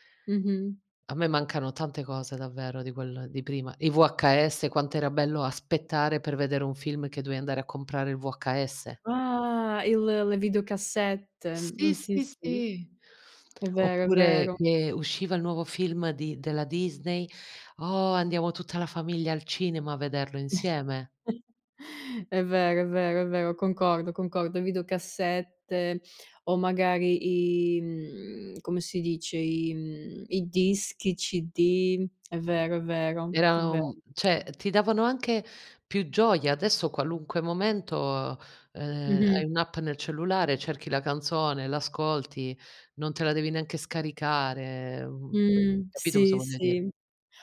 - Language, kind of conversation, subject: Italian, unstructured, Cosa ti manca di più del passato?
- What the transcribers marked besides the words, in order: drawn out: "Ah"; lip smack; other background noise; tapping; chuckle; "cioè" said as "ceh"